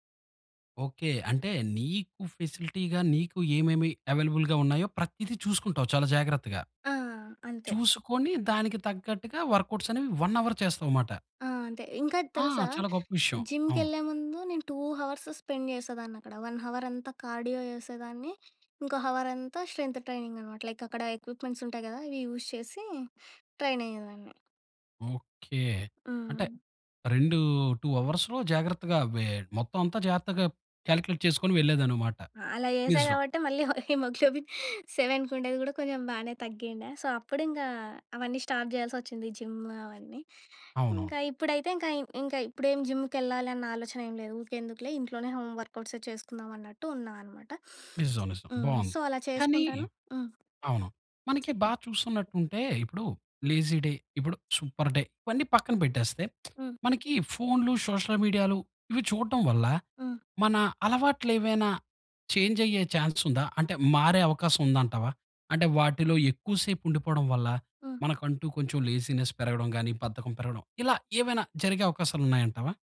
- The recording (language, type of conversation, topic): Telugu, podcast, మీ ఉదయం ఎలా ప్రారంభిస్తారు?
- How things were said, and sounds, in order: in English: "ఫెసిలిటీగా"; in English: "అవైలబుల్‌గా"; in English: "వర్క్‌అవుట్స్"; in English: "వన్ అవర్"; in English: "టూ హవర్స్ స్పెండ్"; in English: "వన్ హవర్"; in English: "కార్డియో"; in English: "హవర్"; in English: "స్ట్రెంత్ ట్రైనింగ్"; in English: "లైక్"; in English: "ఎక్విప్‌మెంట్స్"; in English: "యూజ్"; in English: "ట్రైన్"; in English: "టూ అవర్స్‌లో"; in English: "కాలిక్యులేట్"; chuckle; in English: "హి హిమోగ్లోబిన్ సెవెన్‌కి"; in English: "సో"; in English: "స్టార్ట్"; in English: "జిమ్"; in English: "హోమ్"; in English: "సో"; in English: "లేజీ డే"; in English: "సూపర్ డే"; lip smack; in English: "చేంజ్"; in English: "ఛాన్స్"; in English: "లేజీనెస్"